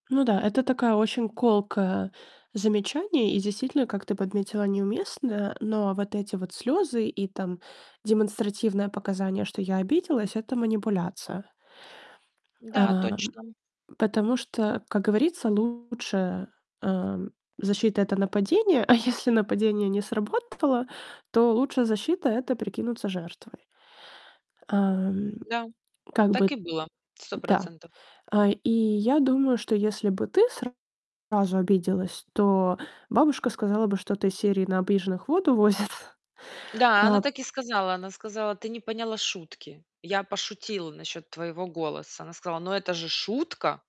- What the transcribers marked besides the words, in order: distorted speech; laughing while speaking: "возят"; tapping
- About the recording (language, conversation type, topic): Russian, advice, Как устанавливать границы, когда критика задевает, и когда лучше отступить?